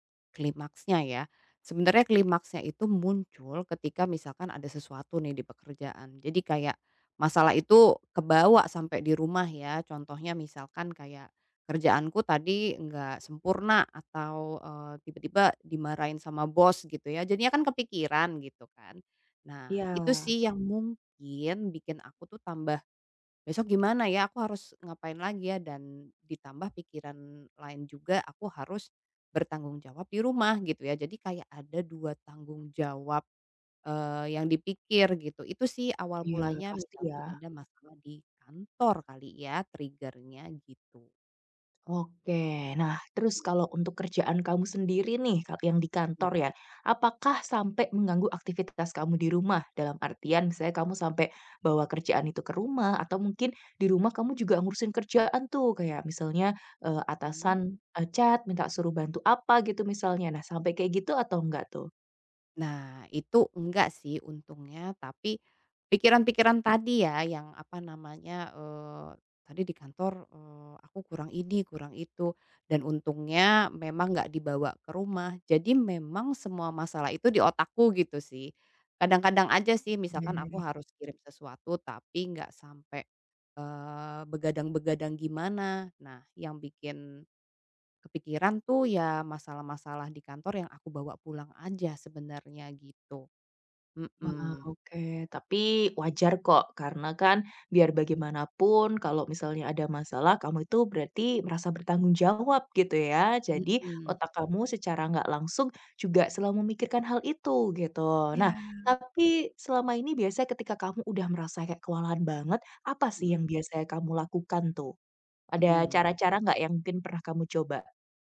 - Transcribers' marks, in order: in English: "trigger-nya"; tapping; other background noise; in English: "chat"
- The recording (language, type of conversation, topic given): Indonesian, advice, Bagaimana cara menenangkan diri saat tiba-tiba merasa sangat kewalahan dan cemas?